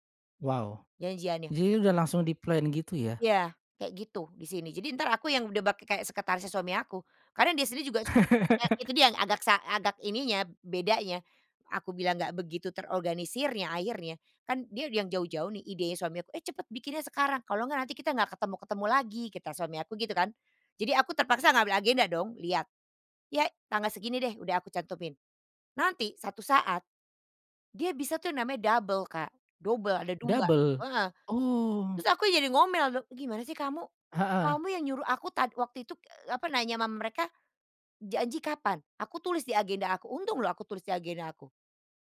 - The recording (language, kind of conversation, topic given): Indonesian, podcast, Pernahkah kamu mengalami stereotip budaya, dan bagaimana kamu meresponsnya?
- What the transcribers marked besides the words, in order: laugh; "kata" said as "kital"